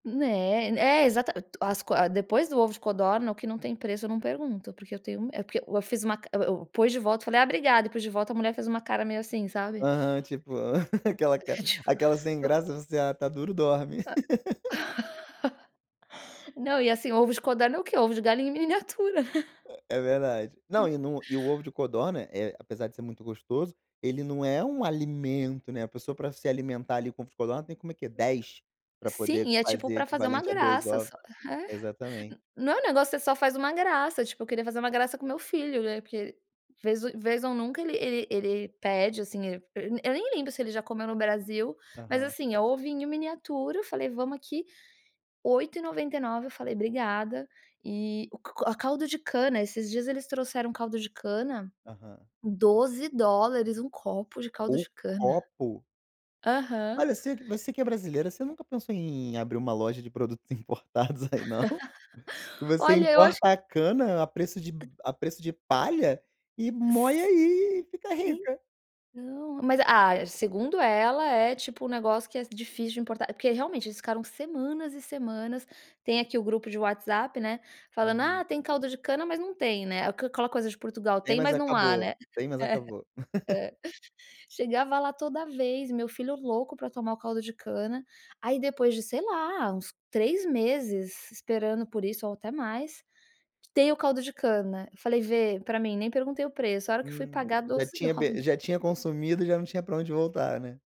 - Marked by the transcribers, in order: laugh; laugh; chuckle; laugh; laugh
- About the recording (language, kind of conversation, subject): Portuguese, advice, Como lidar com uma saudade intensa de casa e das comidas tradicionais?